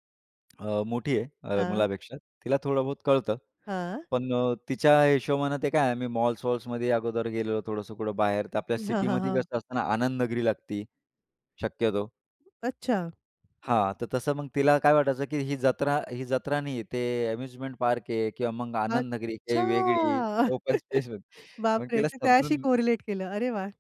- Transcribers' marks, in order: other noise; other background noise; tapping; in English: "अम्युजमेंट पार्क"; drawn out: "अच्छा"; chuckle; in English: "ओपन स्पेस"; in English: "कोरिलेट"; laughing while speaking: "मग तिला समजून"
- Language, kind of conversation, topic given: Marathi, podcast, तुम्ही नव्या पिढीला कोणत्या रिवाजांचे महत्त्व समजावून सांगता?